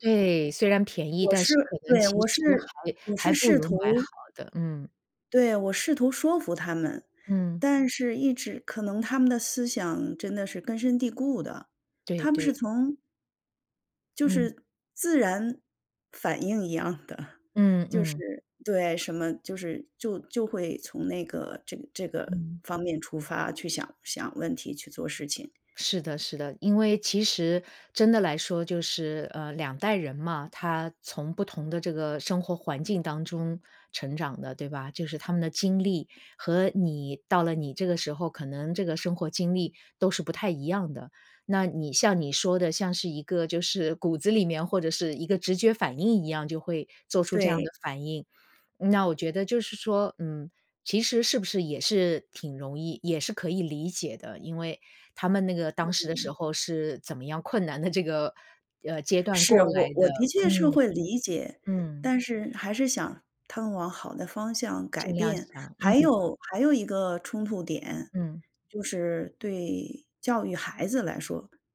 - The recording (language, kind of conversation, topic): Chinese, advice, 你在与父母沟通生活选择时遇到代沟冲突，该怎么处理？
- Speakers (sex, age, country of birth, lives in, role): female, 50-54, China, United States, user; female, 55-59, China, United States, advisor
- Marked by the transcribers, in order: laughing while speaking: "一样的"; unintelligible speech; laughing while speaking: "这个"